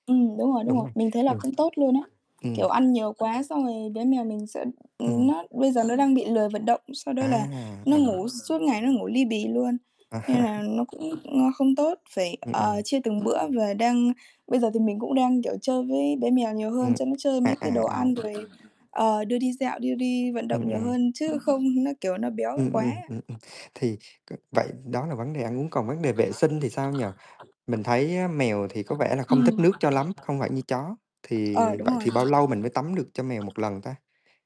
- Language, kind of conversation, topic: Vietnamese, unstructured, Làm thế nào để chăm sóc chó mèo khỏe mạnh hơn?
- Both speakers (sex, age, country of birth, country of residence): male, 25-29, Vietnam, Vietnam; male, 30-34, Vietnam, Vietnam
- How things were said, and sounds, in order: tapping; distorted speech; other background noise; laughing while speaking: "À"; static; background speech